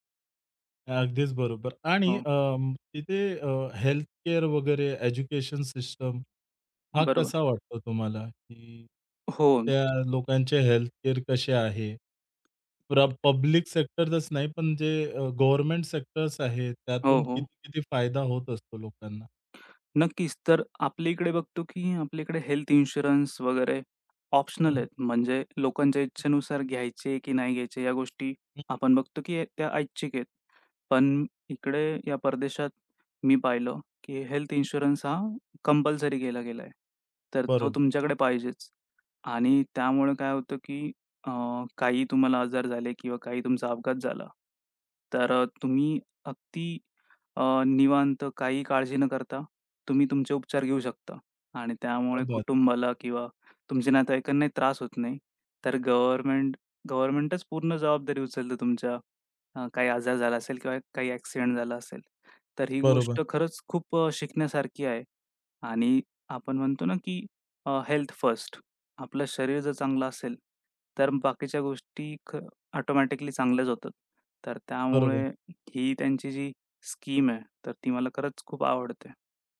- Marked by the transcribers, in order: in English: "एज्युकेशन सिस्टम"; other background noise; in English: "पब्लिक"; tapping; in English: "इन्शुरन्स"; in English: "ऑप्शनल"; in English: "इन्शुरन्स"; in Hindi: "क्या बात है!"; in English: "हेल्थ फर्स्ट"
- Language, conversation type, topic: Marathi, podcast, परदेशात लोकांकडून तुम्हाला काय शिकायला मिळालं?